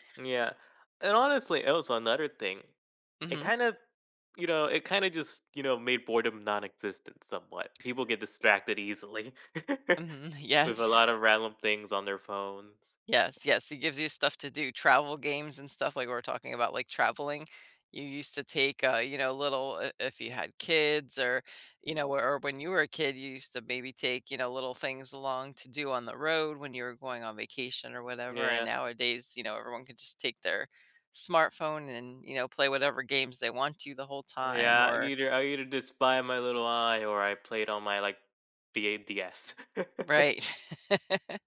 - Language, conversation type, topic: English, unstructured, How have smartphones changed the world?
- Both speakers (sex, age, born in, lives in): female, 50-54, United States, United States; male, 20-24, United States, United States
- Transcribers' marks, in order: chuckle; laughing while speaking: "Yes"; "random" said as "ralom"; laughing while speaking: "right"; chuckle; laugh